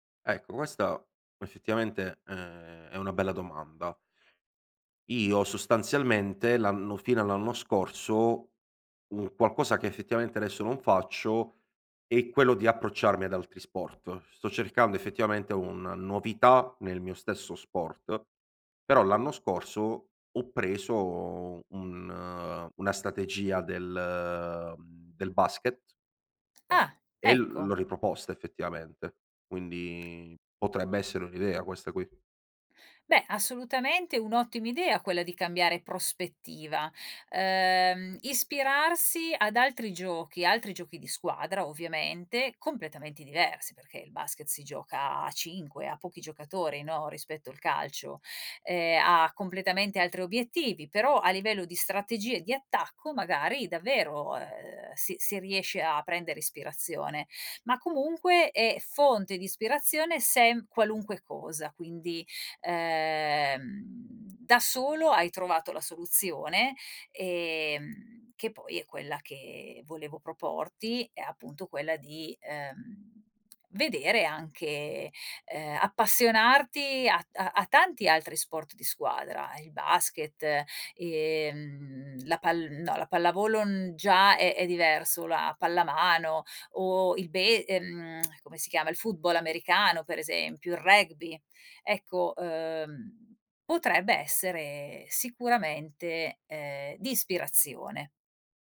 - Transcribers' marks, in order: other background noise; lip smack
- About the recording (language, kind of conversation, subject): Italian, advice, Come posso smettere di sentirmi ripetitivo e trovare idee nuove?